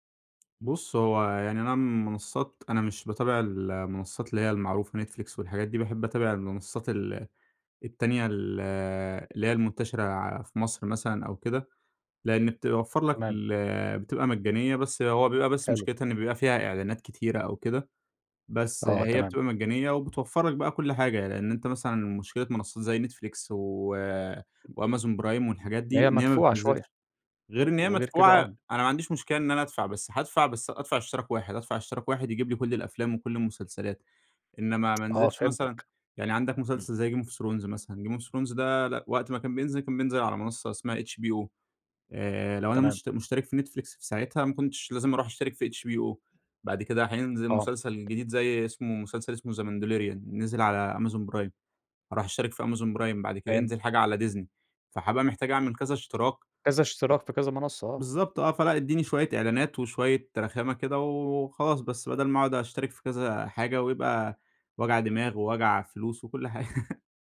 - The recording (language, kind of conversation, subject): Arabic, podcast, إيه اللي بتحبه أكتر: تروح السينما ولا تتفرّج أونلاين في البيت؟ وليه؟
- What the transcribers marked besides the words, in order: in English: "game of thrones"; in English: "game of thrones"; tapping; laugh